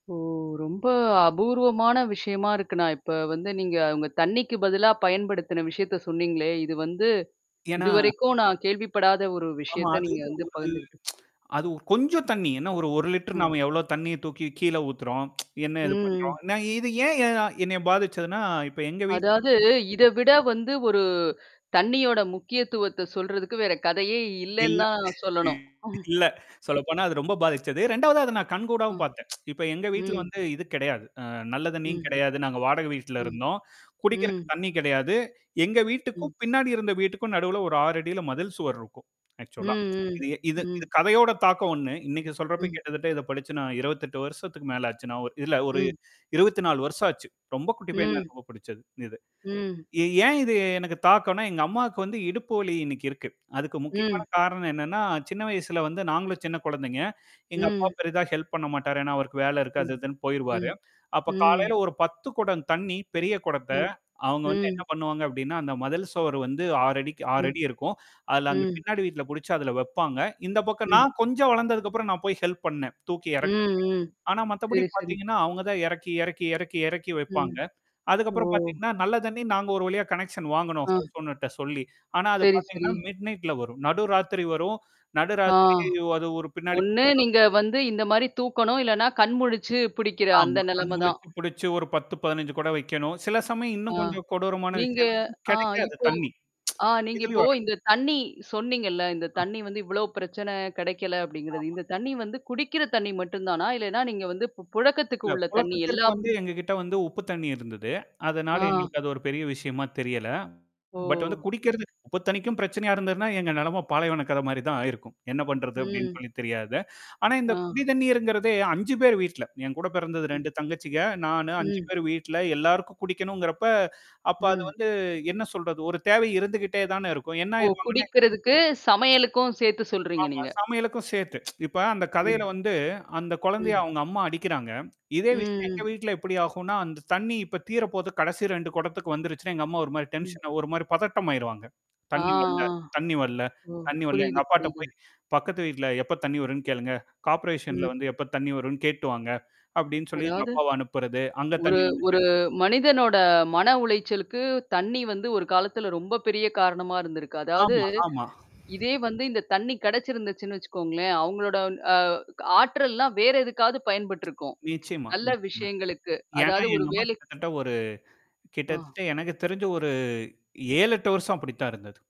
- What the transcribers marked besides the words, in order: static; tsk; tsk; distorted speech; other background noise; unintelligible speech; chuckle; tsk; in English: "ஆக்ச்சுவலா"; mechanical hum; in English: "ஹெல்ப்"; in English: "ஹெல்ப்"; other noise; in English: "கனெக்சன்"; in English: "ஹவுஸ் ஓனர்ட்ட"; in English: "மிட் நைட்ல"; tsk; in English: "பட்"; unintelligible speech; tsk; tapping; in English: "டென்ஷனா"; in English: "கார்பரேசன்ல"; unintelligible speech; tsk
- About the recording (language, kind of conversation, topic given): Tamil, podcast, ஒரு கதை உங்கள் வாழ்க்கையை எப்படிப் பாதித்தது?